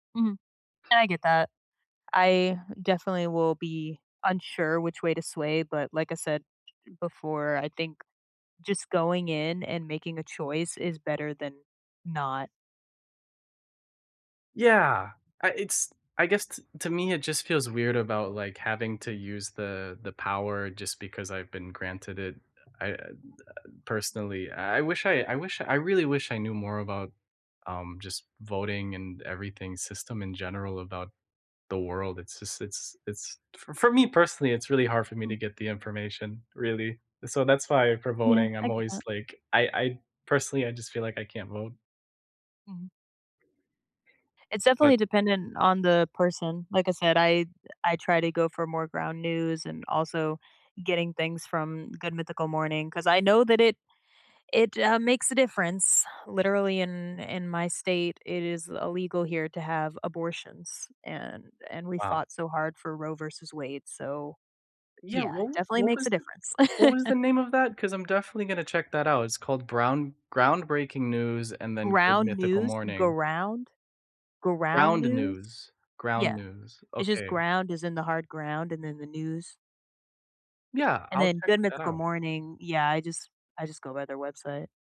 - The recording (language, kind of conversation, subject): English, unstructured, How can voting affect everyday life?
- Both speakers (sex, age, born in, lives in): female, 30-34, United States, United States; male, 25-29, United States, United States
- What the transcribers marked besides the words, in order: other background noise; laugh